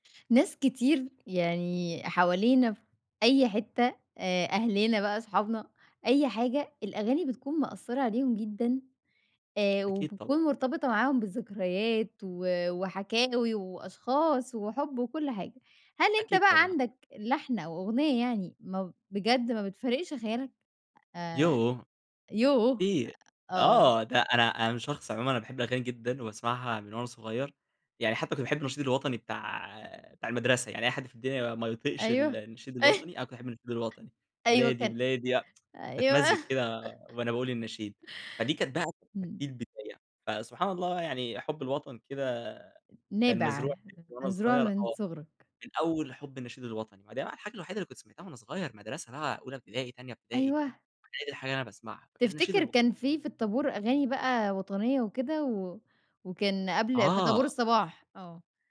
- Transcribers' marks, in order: laughing while speaking: "أيو"; tapping; tsk; laughing while speaking: "أيوه"; laugh; other background noise
- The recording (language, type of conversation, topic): Arabic, podcast, إيه اللحن أو الأغنية اللي مش قادرة تطلعيها من دماغك؟